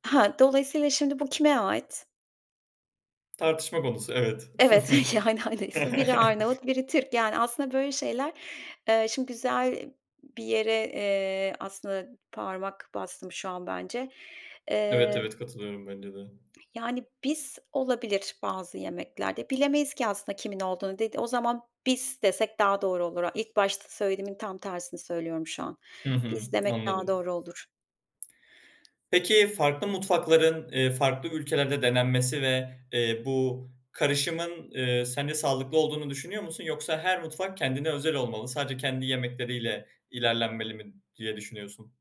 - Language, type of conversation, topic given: Turkish, podcast, Mutfak kültürü, kimliğinin neresinde duruyor?
- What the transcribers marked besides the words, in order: other background noise; laughing while speaking: "yani, hani"; chuckle; tapping